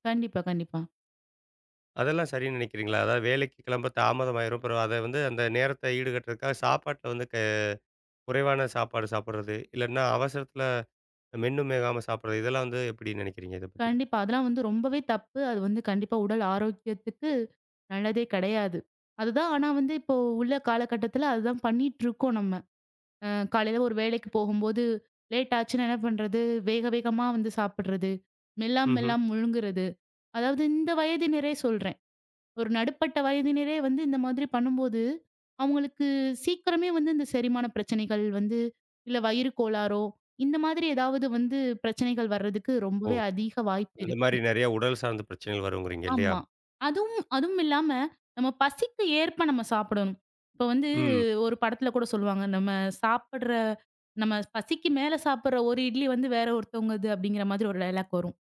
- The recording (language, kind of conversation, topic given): Tamil, podcast, உங்கள் வீட்டில் உணவு சாப்பிடும்போது மனதை கவனமாக வைத்திருக்க நீங்கள் எந்த வழக்கங்களைப் பின்பற்றுகிறீர்கள்?
- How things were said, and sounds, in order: "மெல்லாம" said as "மேகாம"; tapping; in English: "டயலாக்"